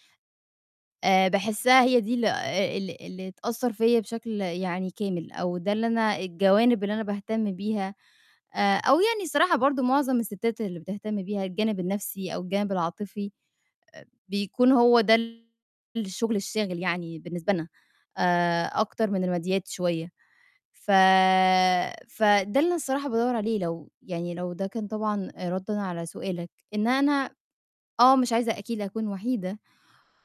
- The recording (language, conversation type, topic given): Arabic, advice, إزاي أتغلب على خوفي من إني أدخل علاقة جديدة بسرعة عشان أنسى اللي فات؟
- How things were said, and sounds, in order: distorted speech